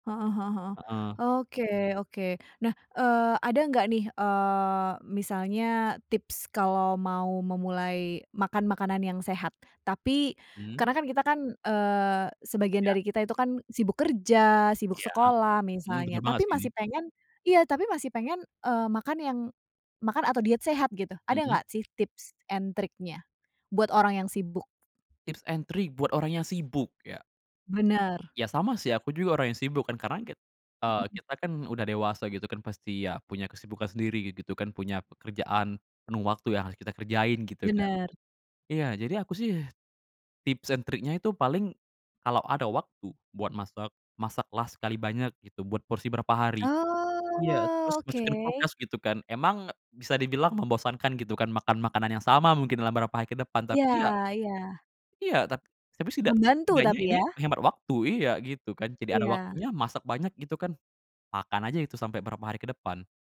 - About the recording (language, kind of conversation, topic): Indonesian, podcast, Bagaimana kamu membangun kebiasaan hidup sehat dari nol?
- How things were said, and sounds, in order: other background noise